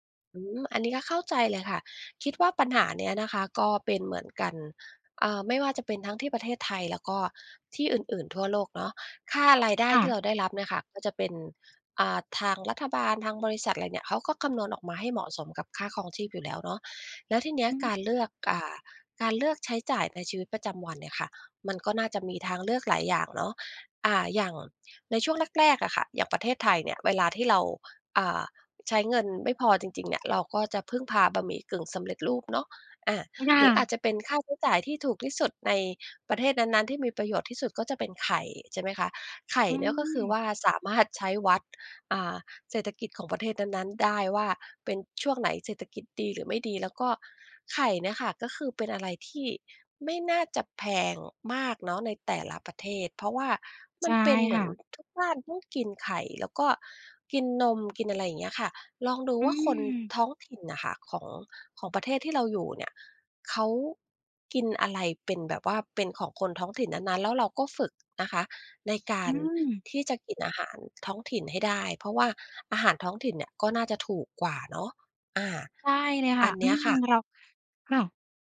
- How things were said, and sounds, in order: none
- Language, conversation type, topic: Thai, advice, คุณเครียดเรื่องค่าใช้จ่ายในการย้ายบ้านและตั้งหลักอย่างไรบ้าง?